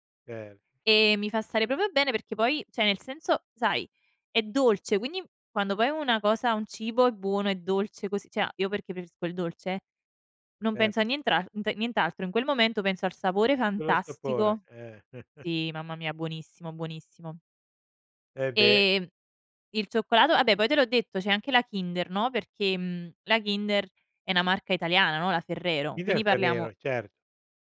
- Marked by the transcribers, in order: "proprio" said as "propo"; "cioè" said as "ceh"; "cioè" said as "ceh"; chuckle; "vabbè" said as "abbè"
- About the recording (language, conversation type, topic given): Italian, podcast, Qual è il piatto che ti consola sempre?